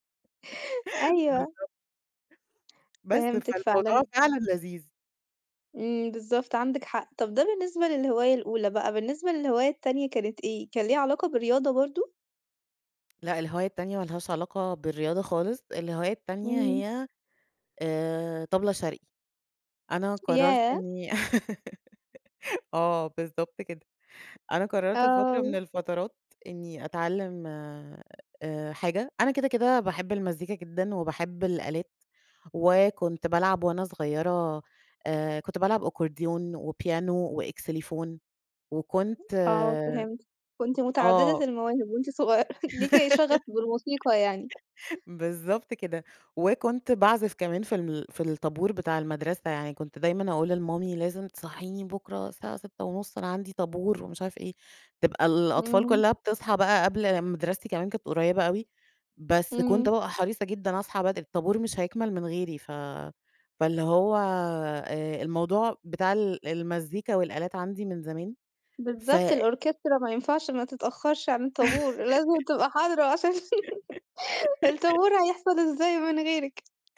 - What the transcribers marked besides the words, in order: laugh; tapping; laugh; other noise; laughing while speaking: "صغيّرة"; laugh; in English: "الOrchestra"; laugh; laugh
- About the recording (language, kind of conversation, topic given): Arabic, podcast, إزاي الهواية بتأثر على صحتك النفسية؟